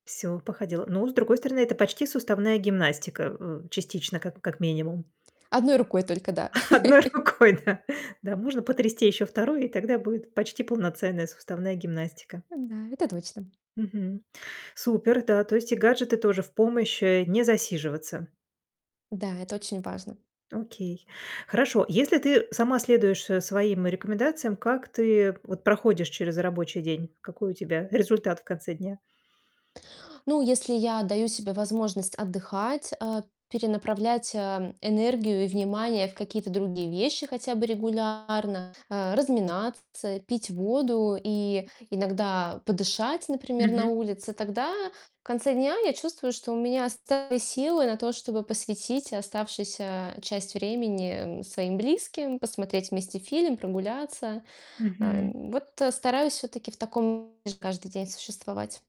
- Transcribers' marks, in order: chuckle; laughing while speaking: "одной рукой, да"; laugh; other noise; distorted speech; other background noise
- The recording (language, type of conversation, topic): Russian, podcast, Как ты обычно восстанавливаешь энергию в середине тяжёлого дня?